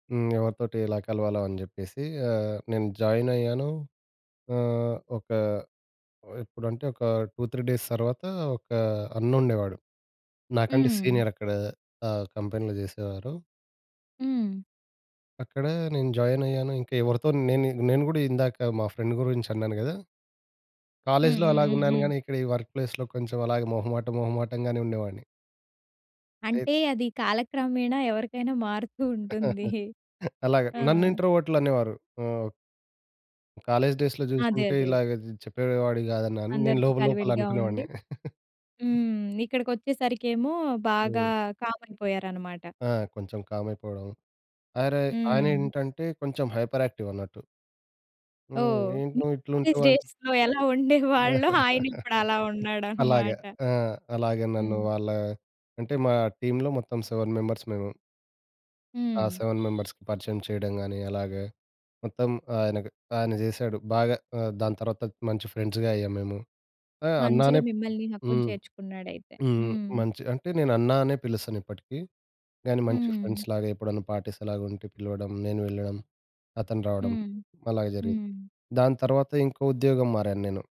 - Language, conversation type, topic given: Telugu, podcast, కొత్త సభ్యులను జట్టులో సమర్థవంతంగా ఎలా చేర్చుతారు?
- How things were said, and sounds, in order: in English: "టూ త్రీ డేస్"; in English: "కంపెనీలో"; in English: "ఫ్రెండ్"; in English: "కాలేజ్‌లో"; in English: "వర్క్ ప్లేస్‌లో"; chuckle; giggle; other background noise; in English: "కాలేజ్ డేస్‌లో"; chuckle; in English: "కాలేజ్ డేస్‌లో"; laughing while speaking: "ఉండేవాళ్ళో ఆయనిప్పుడు అలా ఉన్నాడన్నమాట"; laugh; in English: "టీమ్‌లో"; in English: "సెవెన్ మెంబర్స్"; in English: "సెవెన్ మెంబర్స్‌కి"; horn; in English: "ఫ్రెండ్స్‌గా"; in English: "ఫ్రెండ్స్‌లాగా"; in English: "పార్టీస్"